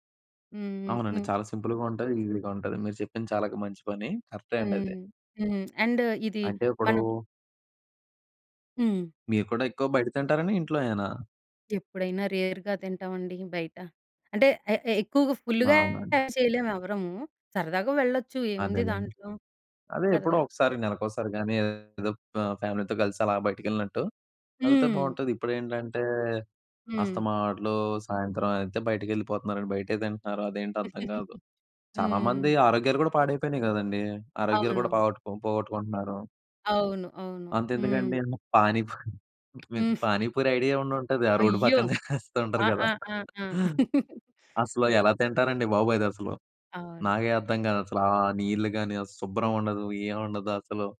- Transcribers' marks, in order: tapping; in English: "సింపుల్‌గా"; in English: "ఈజీగా"; in English: "అండ్"; in English: "రేర్‌గా"; in English: "ఫుల్‌గా"; in English: "ఫ్యామిలీతో"; laugh; laughing while speaking: "ఆ రోడ్డు పక్కన జేస్తూ ఉంటారు గదా!"; laugh
- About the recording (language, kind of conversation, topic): Telugu, podcast, మీ ఇంట్లో ప్రతిసారి తప్పనిసరిగా వండే ప్రత్యేక వంటకం ఏది?